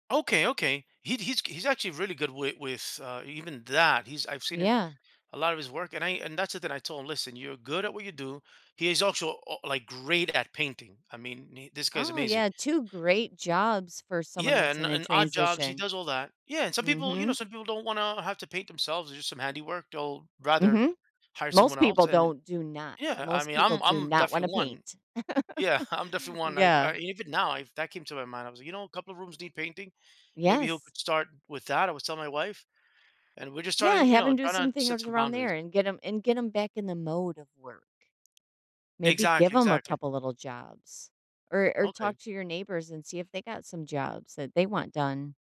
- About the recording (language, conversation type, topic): English, advice, How can I set clearer boundaries without feeling guilty or harming my relationships?
- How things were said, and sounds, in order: stressed: "that"; laughing while speaking: "Yeah"; chuckle; tapping